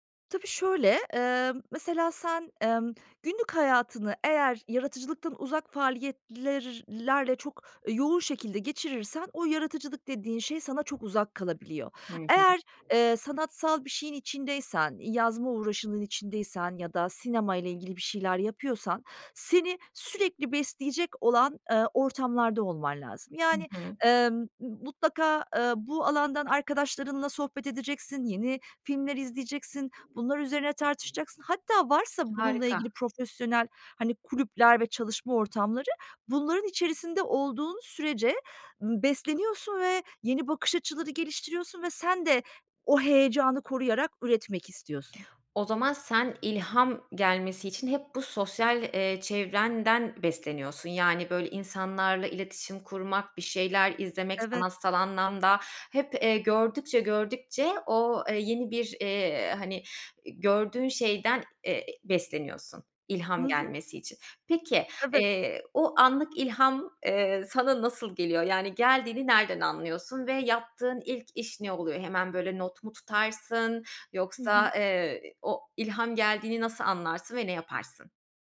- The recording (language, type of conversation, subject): Turkish, podcast, Anlık ilham ile planlı çalışma arasında nasıl gidip gelirsin?
- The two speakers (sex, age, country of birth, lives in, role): female, 30-34, Turkey, Germany, host; female, 40-44, Turkey, Germany, guest
- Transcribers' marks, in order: other background noise